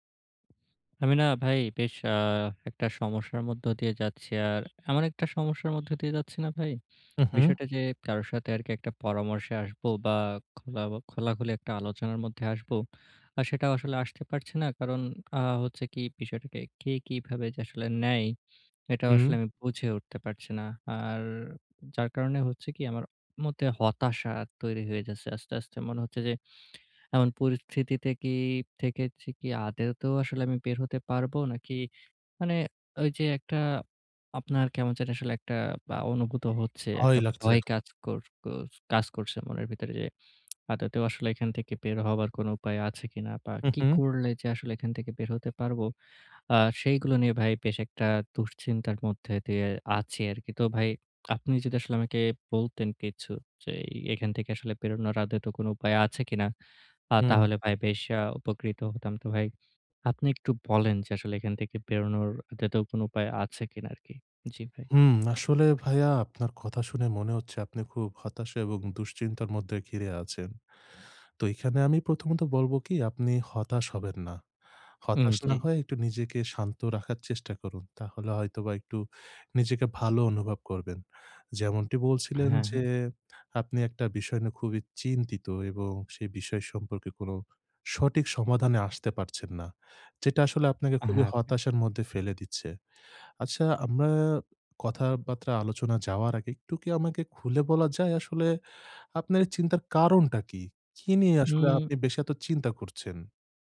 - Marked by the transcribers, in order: "কথাবার্তা" said as "কথাবাত্রা"
- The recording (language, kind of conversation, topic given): Bengali, advice, ছুটি থাকলেও আমি কীভাবে মানসিক চাপ কমাতে পারি?
- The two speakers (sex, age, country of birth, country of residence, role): male, 20-24, Bangladesh, Bangladesh, user; male, 25-29, Bangladesh, Bangladesh, advisor